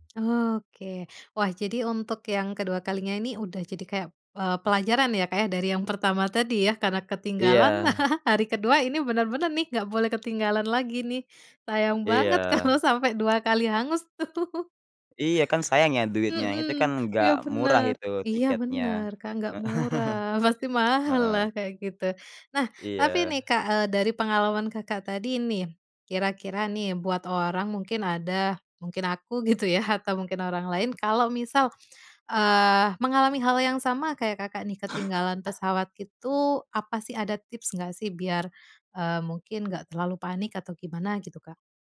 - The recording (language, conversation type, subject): Indonesian, podcast, Pernahkah kamu punya pengalaman ketinggalan pesawat atau kereta, dan apa yang terjadi saat itu?
- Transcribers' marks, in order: other background noise; chuckle; laughing while speaking: "kalau"; tapping; laughing while speaking: "tuh"; laughing while speaking: "Heeh"; laughing while speaking: "gitu ya"